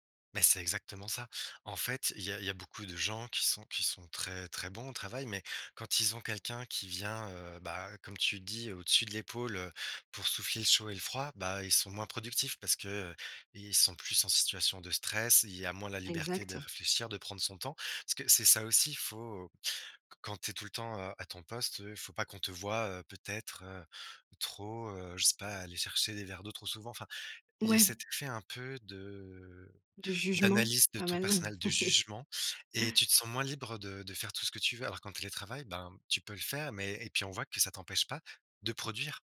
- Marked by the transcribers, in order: chuckle
- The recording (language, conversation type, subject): French, podcast, Comment le télétravail a-t-il changé ta vie professionnelle ?